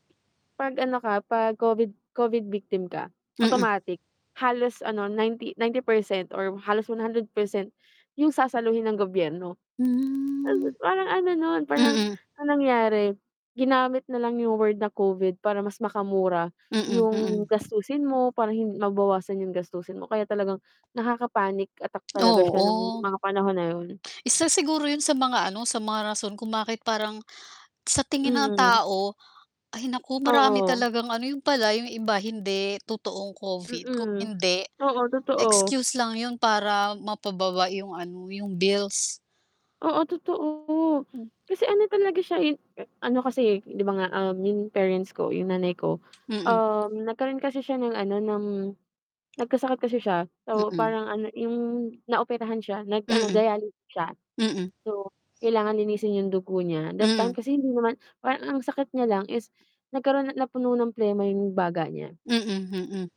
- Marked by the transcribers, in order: static; other background noise; tapping; distorted speech
- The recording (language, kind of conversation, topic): Filipino, unstructured, Ano ang palagay mo sa naging epekto ng pandemya sa buhay ng mga tao?